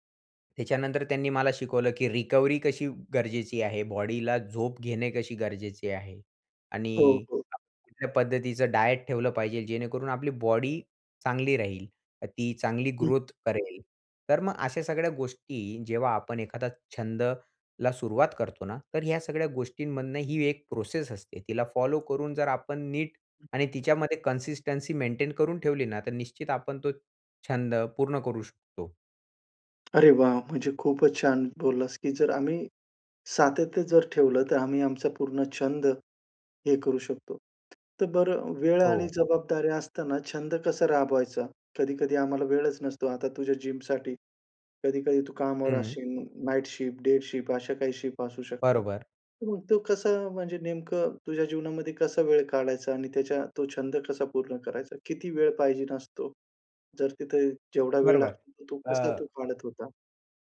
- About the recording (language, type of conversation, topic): Marathi, podcast, एखादा नवीन छंद सुरू कसा करावा?
- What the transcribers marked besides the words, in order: in English: "रिकव्हरी"; tapping; in English: "डायट"; in English: "कन्सिस्टन्सी मेंटेन"; in English: "जिमसाठी"; in English: "नाईट शिफ्ट, डे शिफ्ट"; in English: "शिफ्ट"